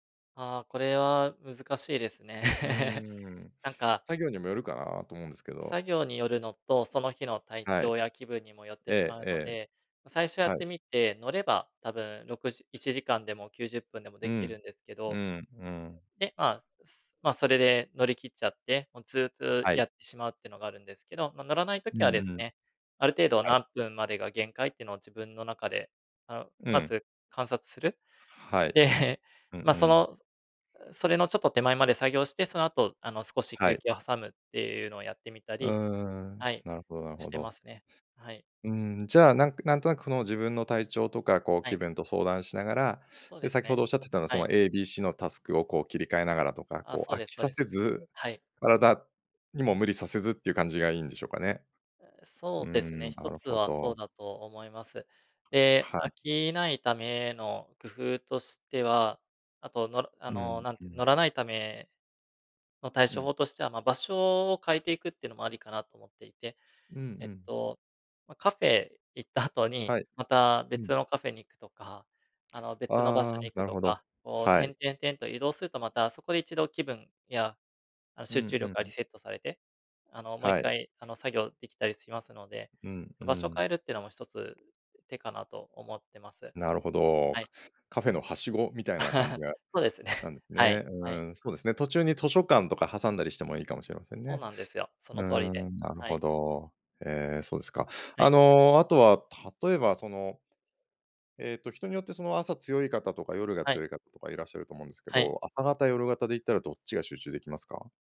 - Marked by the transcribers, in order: laugh; laughing while speaking: "で"; giggle; laughing while speaking: "そうですね"
- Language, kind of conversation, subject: Japanese, podcast, 一人で作業するときに集中するコツは何ですか？